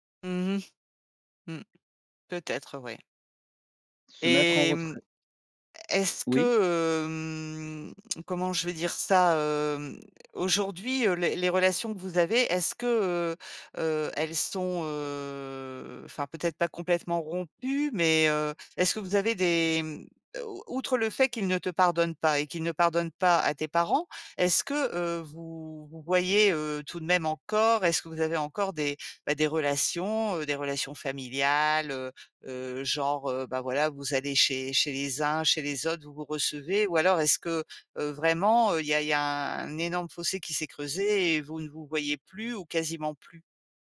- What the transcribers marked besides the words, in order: other background noise; tapping; drawn out: "hem"; tongue click; drawn out: "heu"
- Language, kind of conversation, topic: French, podcast, Comment reconnaître ses torts et s’excuser sincèrement ?